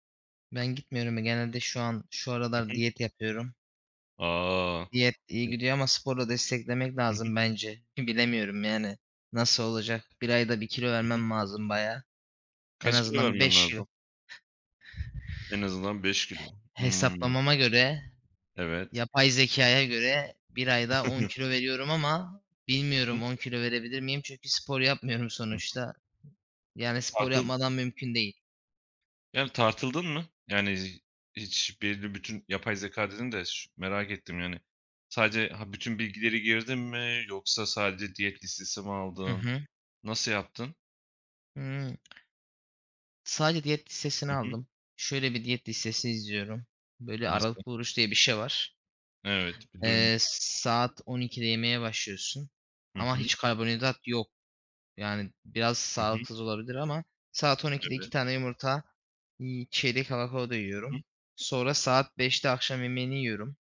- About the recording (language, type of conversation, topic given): Turkish, unstructured, Hangi sporun seni en çok mutlu ettiğini düşünüyorsun?
- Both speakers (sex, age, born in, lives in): male, 25-29, Turkey, Poland; male, 25-29, Turkey, Poland
- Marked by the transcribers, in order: unintelligible speech; other background noise; chuckle; other noise; tapping